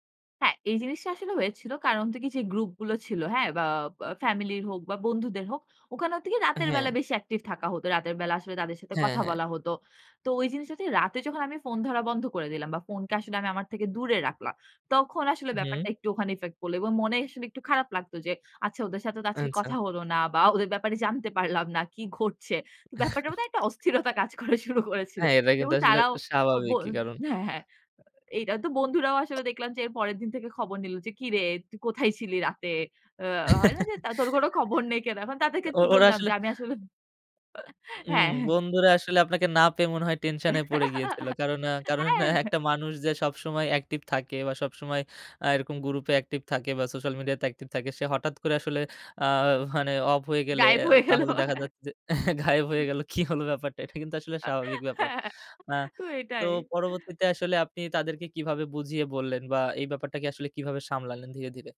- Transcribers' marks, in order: laughing while speaking: "হলো না বা ওদের ব্যাপারে জানতে পারলাম না"; chuckle; laughing while speaking: "অস্থিরতা কাজ করা শুরু করেছিল"; other noise; chuckle; chuckle; giggle; laughing while speaking: "হ্যাঁ"; laughing while speaking: "একটা মানুষ"; laughing while speaking: "গায়েব হয়ে গেল"; chuckle; laughing while speaking: "গায়েব হয়ে গেল, কি হলো ব্যাপারটা?"; laughing while speaking: "হ্যাঁ। তো এটাই"
- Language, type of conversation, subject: Bengali, podcast, রাতে ফোনের পর্দা থেকে দূরে থাকতে আপনার কেমন লাগে?